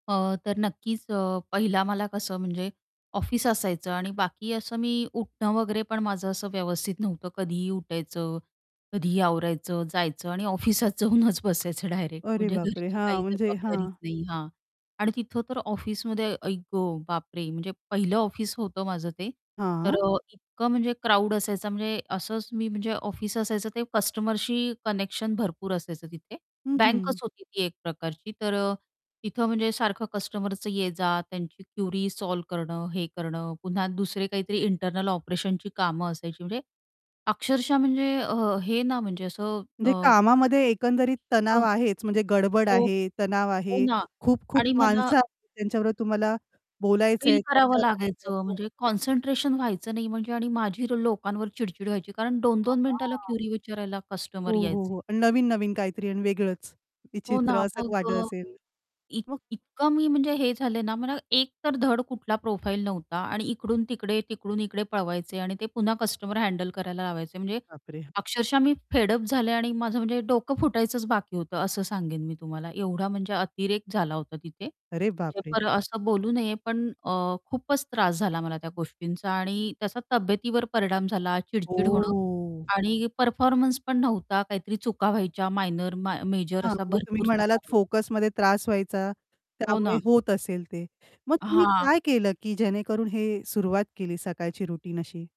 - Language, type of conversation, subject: Marathi, podcast, ताण कमी करण्यासाठी तुम्ही रोज काय करता?
- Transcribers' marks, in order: other background noise; tapping; laughing while speaking: "ऑफिसात जाऊनच बसायचं"; in English: "क्राउड"; in English: "कनेक्शन"; in English: "क्युरी सॉल्व्ह"; static; distorted speech; unintelligible speech; in English: "फेड अप"; unintelligible speech; drawn out: "ओ"; unintelligible speech; in English: "रुटीन"